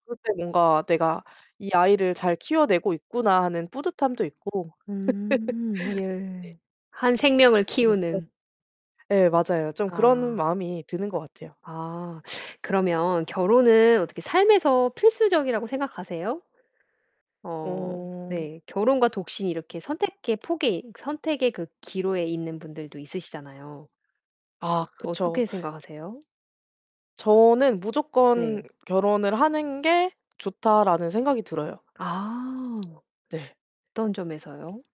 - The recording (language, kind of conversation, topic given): Korean, podcast, 결혼과 독신 중 어떤 삶을 선택하셨고, 그 이유는 무엇인가요?
- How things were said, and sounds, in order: distorted speech; other background noise; laugh; tapping